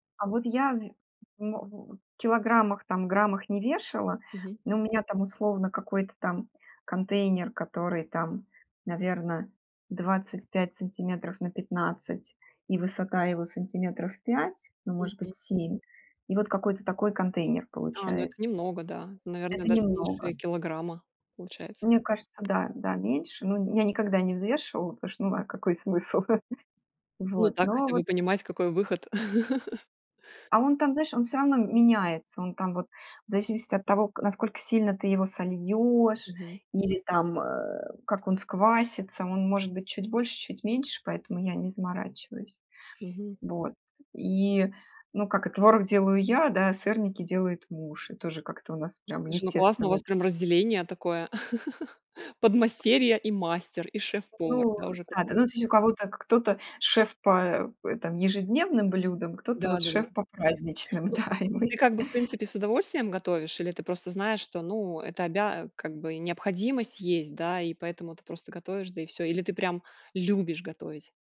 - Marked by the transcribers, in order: tapping; laugh; laugh; other background noise; laugh; laughing while speaking: "да"
- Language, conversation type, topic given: Russian, podcast, Как вы делите домашние дела в семье?